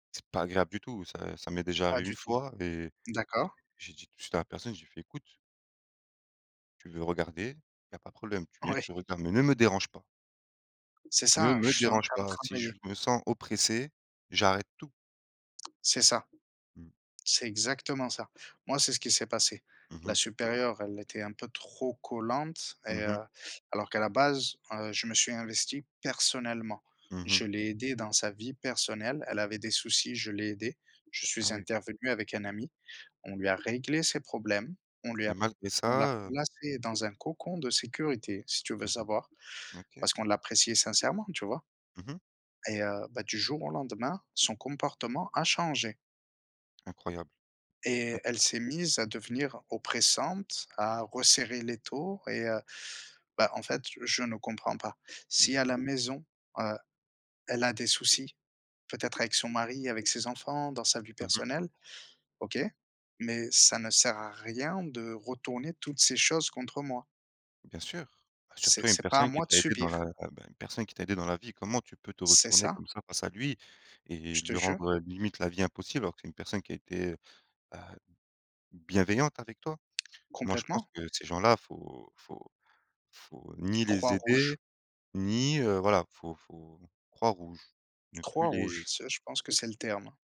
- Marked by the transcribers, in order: stressed: "pas"; laughing while speaking: "Ouais"; stressed: "mais"; tapping; stressed: "personnellement"; stressed: "rien"
- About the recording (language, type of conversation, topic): French, unstructured, Qu’est-ce qui te rend triste dans ta vie professionnelle ?
- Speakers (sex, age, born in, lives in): male, 30-34, France, France; male, 30-34, France, France